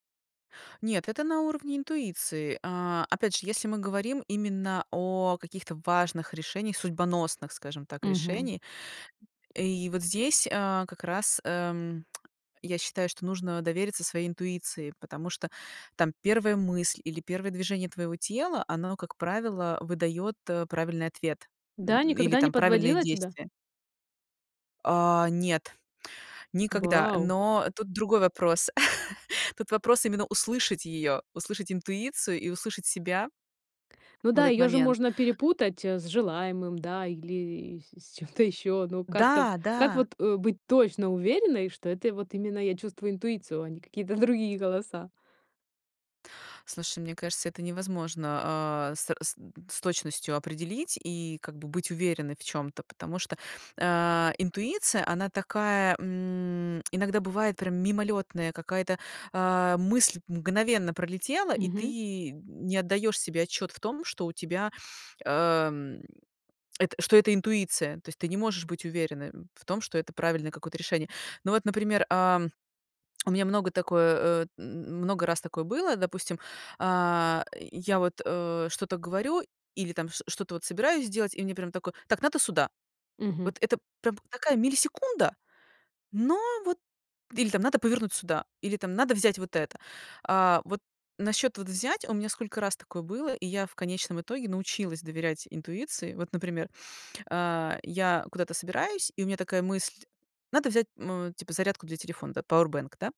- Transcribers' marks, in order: tapping; laugh; other background noise; "сюда" said as "суда"
- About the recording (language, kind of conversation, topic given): Russian, podcast, Как научиться доверять себе при важных решениях?